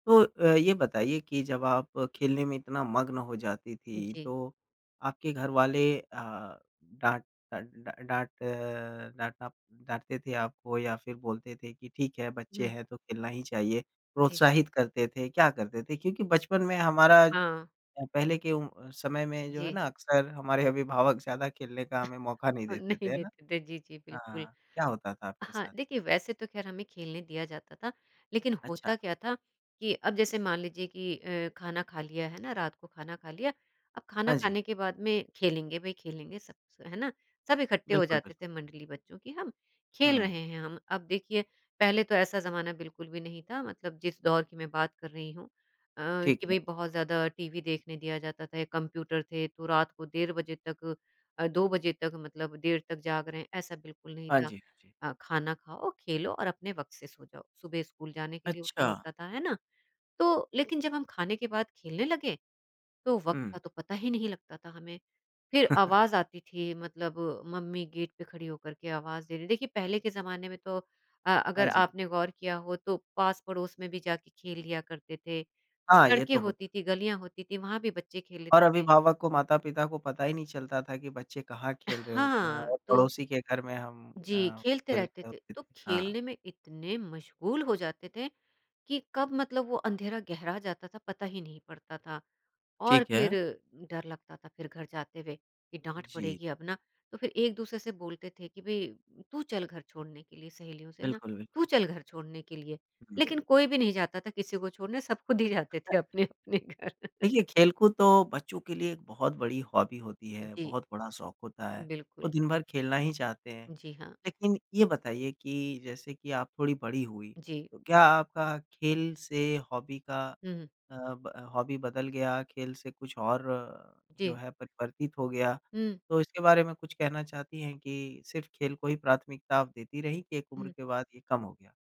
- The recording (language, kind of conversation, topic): Hindi, podcast, कौन-सा शौक आप अपने परिवार के साथ फिर से शुरू करना चाहेंगे?
- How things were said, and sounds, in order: laughing while speaking: "नहीं देते थे जी, जी। बिल्कुल"; chuckle; laughing while speaking: "जाते थे अपने-अपने घर"; in English: "हॉबी"; in English: "हॉबी"; in English: "हॉबी"